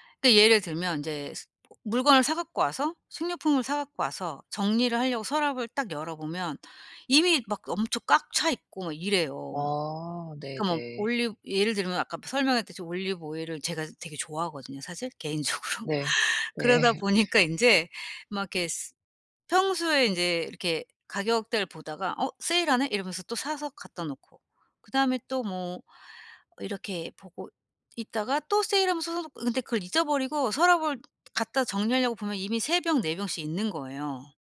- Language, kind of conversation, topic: Korean, advice, 세일 때문에 필요 없는 물건까지 사게 되는 습관을 어떻게 고칠 수 있을까요?
- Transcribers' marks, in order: tapping; laughing while speaking: "개인적으로"; laughing while speaking: "네"; laugh; other background noise